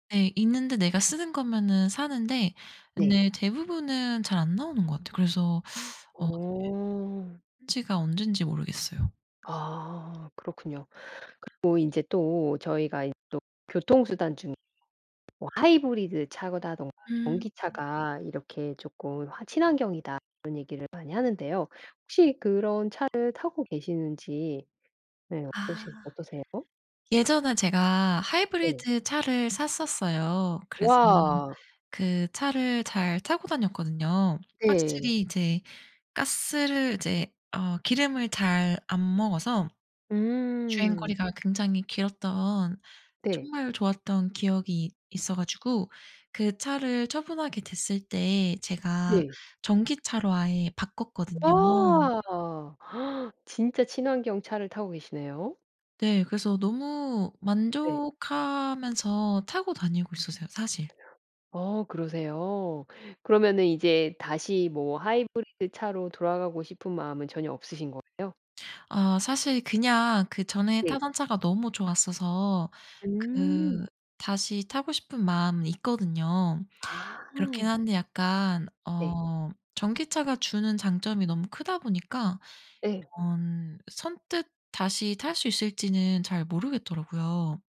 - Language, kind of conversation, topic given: Korean, podcast, 일상에서 실천하는 친환경 습관이 무엇인가요?
- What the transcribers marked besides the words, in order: other background noise; tapping; gasp; background speech